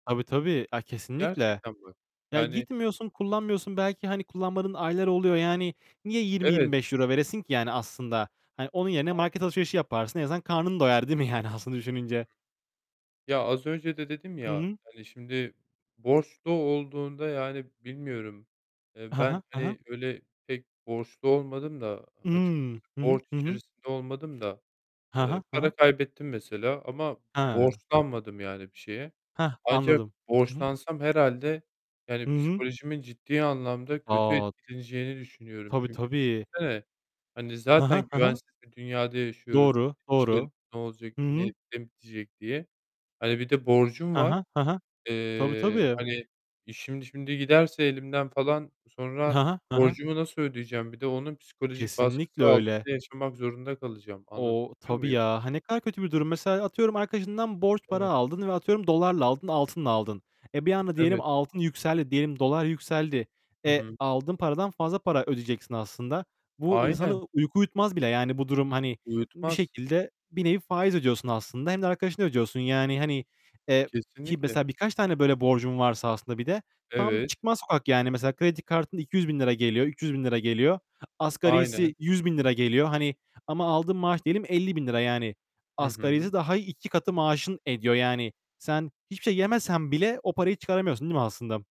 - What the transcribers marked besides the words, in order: static; distorted speech; tapping; laughing while speaking: "değil mi yani"; other background noise
- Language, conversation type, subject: Turkish, unstructured, Neden çoğu insan borç batağına sürükleniyor?
- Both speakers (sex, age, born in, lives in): male, 25-29, Turkey, Germany; male, 30-34, Turkey, Spain